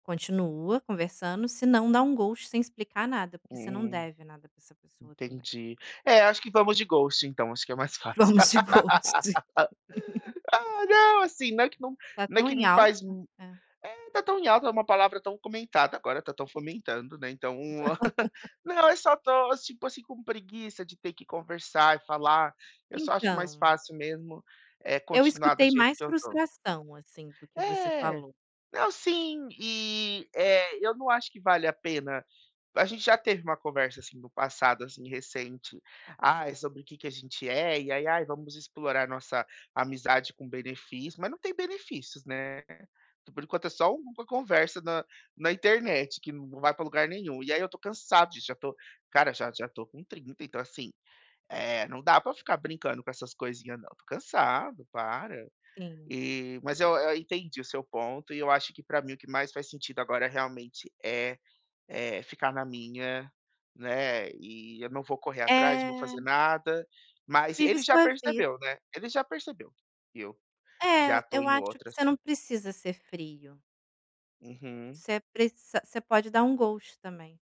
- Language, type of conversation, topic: Portuguese, advice, Como posso lidar com o medo de ser rejeitado?
- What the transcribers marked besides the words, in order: in English: "ghost"; in English: "ghost"; laugh; in English: "ghost"; laugh; laugh; in English: "ghost"